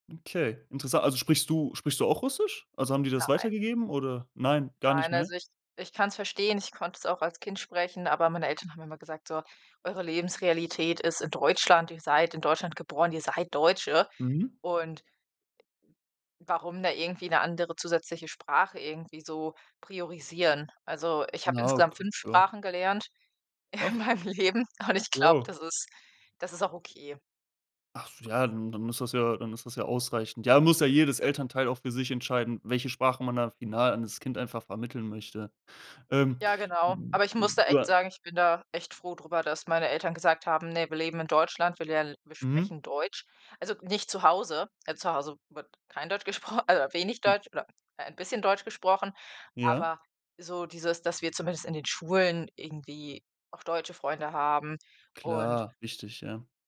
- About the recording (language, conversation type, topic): German, podcast, Welche Rolle hat Migration in deiner Familie gespielt?
- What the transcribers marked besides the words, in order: other background noise; laughing while speaking: "in meinem Leben und"